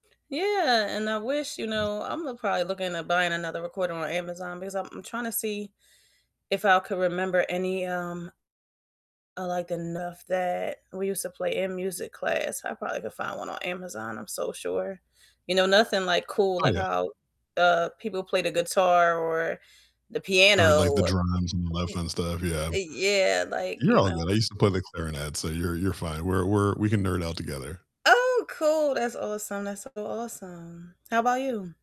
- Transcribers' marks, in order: unintelligible speech; distorted speech; unintelligible speech; other background noise
- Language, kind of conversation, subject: English, unstructured, What was the first gadget you fell in love with, and how does it still shape your tech tastes today?